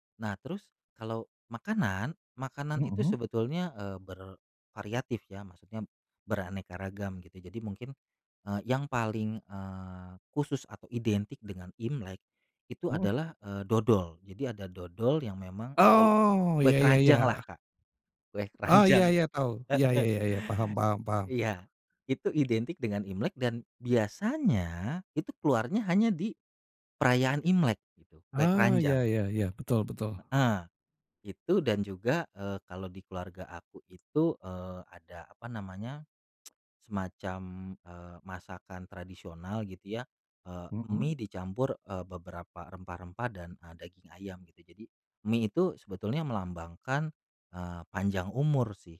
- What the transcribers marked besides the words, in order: tapping; laughing while speaking: "keranjang. Heeh"; other background noise; tsk
- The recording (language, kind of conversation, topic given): Indonesian, podcast, Tradisi keluarga apa yang paling kamu tunggu-tunggu, dan seperti apa biasanya jalannya?